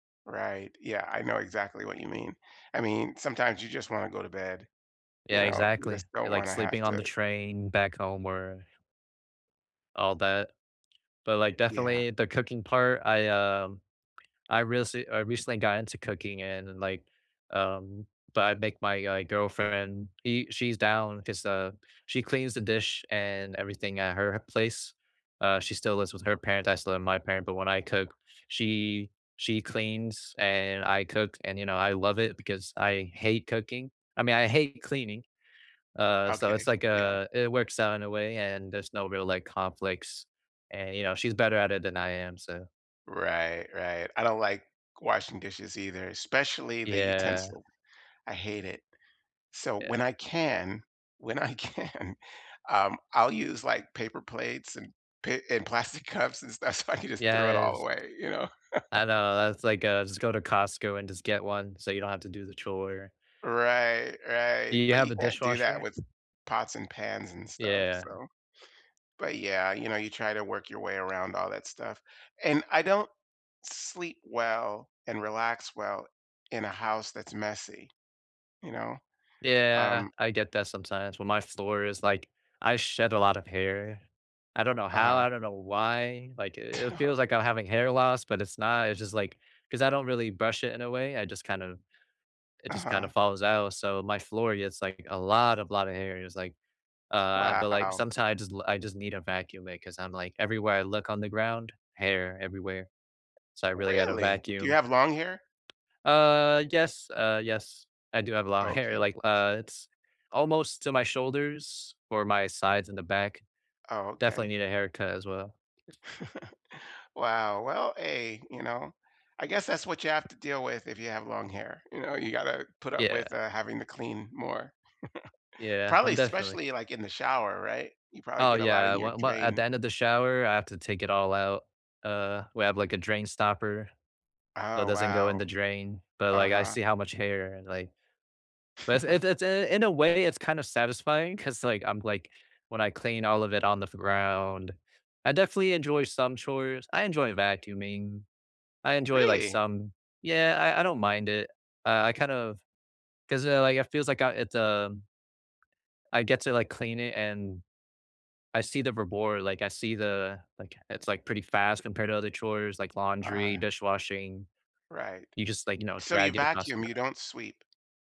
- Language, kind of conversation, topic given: English, unstructured, Why do chores often feel so frustrating?
- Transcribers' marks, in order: tapping; laughing while speaking: "when I can"; laughing while speaking: "stuff, so I can just"; laugh; other background noise; background speech; laughing while speaking: "T Yeah"; surprised: "Really?"; laugh; laugh; laugh; surprised: "Really?"; unintelligible speech